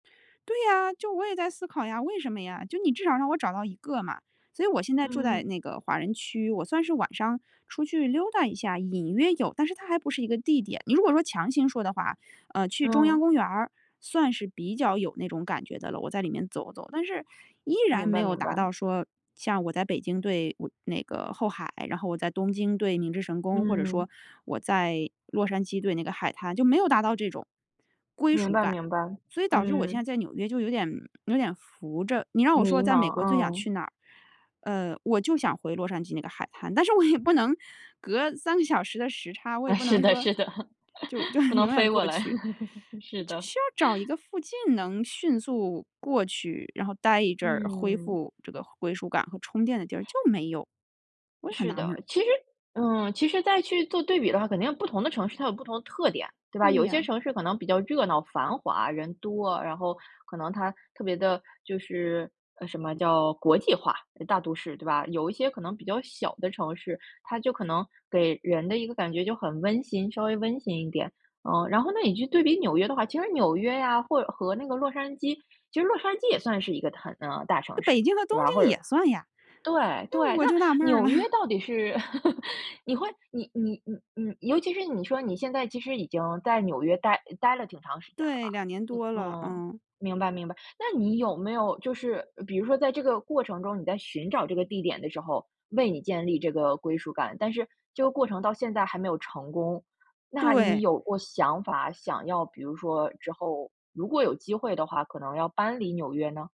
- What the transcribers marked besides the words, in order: other background noise; tapping; laughing while speaking: "也"; laughing while speaking: "哎，是的 是的，不能飞过来，是的"; laughing while speaking: "就是"; laugh; laughing while speaking: "了"; chuckle
- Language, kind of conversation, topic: Chinese, podcast, 在城市里怎么找到认同感和归属感？